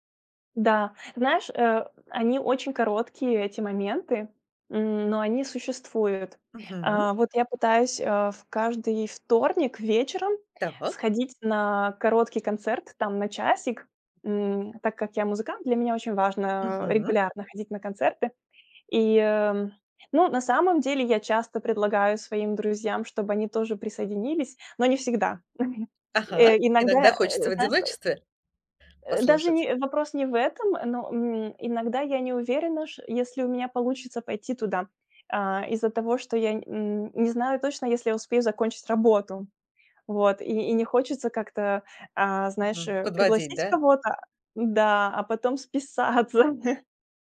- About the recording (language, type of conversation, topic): Russian, advice, Как заводить новые знакомства и развивать отношения, если у меня мало времени и энергии?
- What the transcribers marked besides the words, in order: chuckle; laughing while speaking: "списаться"